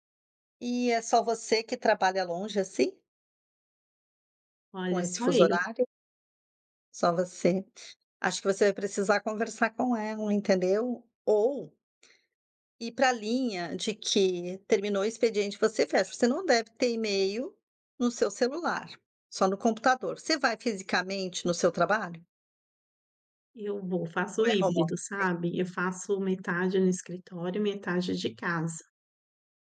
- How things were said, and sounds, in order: in English: "home office?"
- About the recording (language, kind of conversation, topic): Portuguese, advice, Como posso definir limites para e-mails e horas extras?